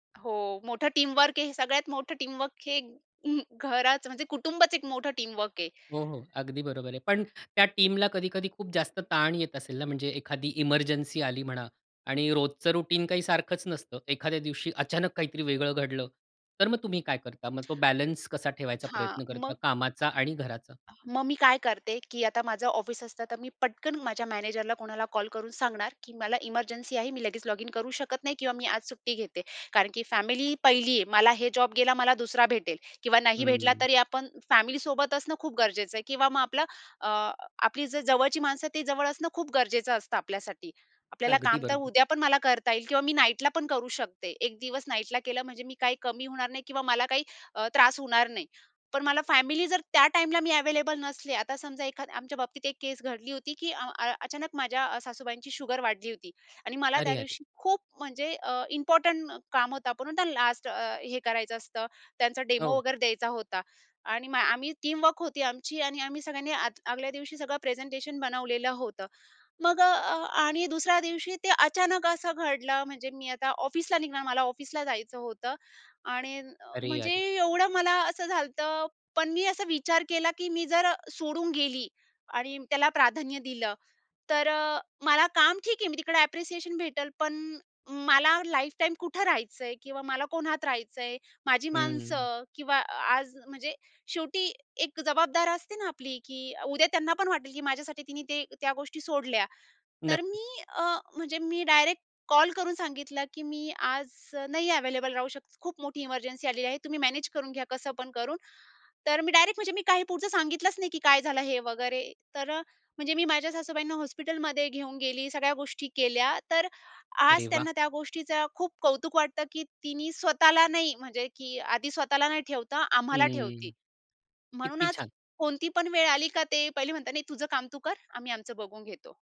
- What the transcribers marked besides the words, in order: in English: "टीमवर्क"; in English: "टीमवर्क"; in English: "टीमवर्क"; in English: "टीमला"; in English: "रूटीन"; other background noise; sad: "अरे! अरे!"; stressed: "खूप"; in English: "इम्पोर्टंट"; in English: "लास्ट"; in English: "डेमो"; in English: "टीमवर्क"; sad: "अरे! अरे!"; in English: "ॲप्रिसिएशन"; in English: "लाईफटाईम"; in English: "मॅनेज"
- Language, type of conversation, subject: Marathi, podcast, काम आणि घरातील ताळमेळ कसा राखता?